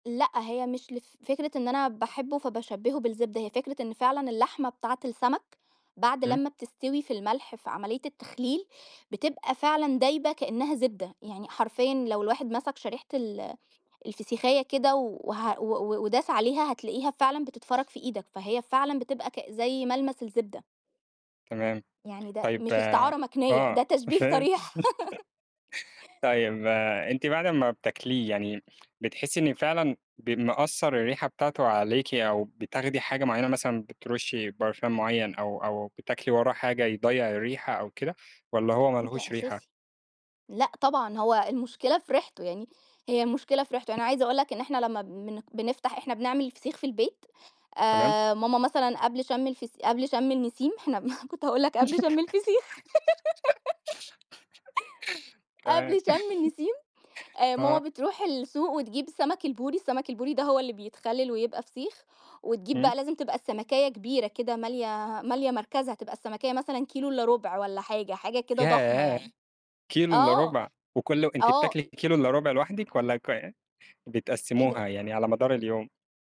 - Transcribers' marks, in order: laughing while speaking: "فهمت"; chuckle; laugh; giggle; giggle; tapping; chuckle; other background noise; drawn out: "ياه!"
- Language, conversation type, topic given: Arabic, podcast, احكيلي عن يوم مميز قضيته مع عيلتك؟